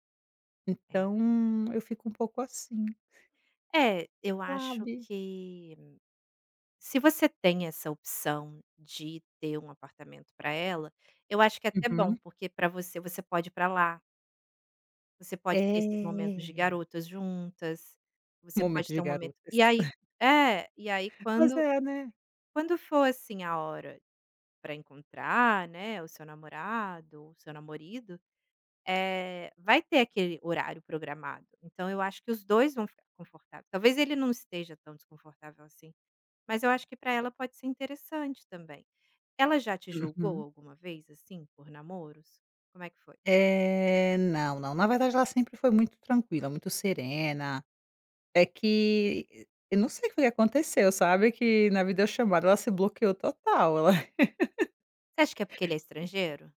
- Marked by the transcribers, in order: tapping; other background noise; chuckle; laugh
- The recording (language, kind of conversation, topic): Portuguese, advice, Como lidar com a ansiedade ao começar um namoro por medo de rejeição?